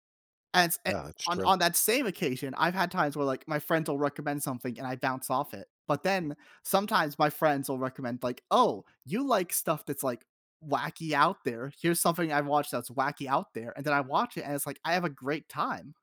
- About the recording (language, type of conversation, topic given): English, unstructured, How does sharing a hobby with friends change the experience?
- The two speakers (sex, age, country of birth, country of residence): male, 25-29, United States, United States; male, 50-54, United States, United States
- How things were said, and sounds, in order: none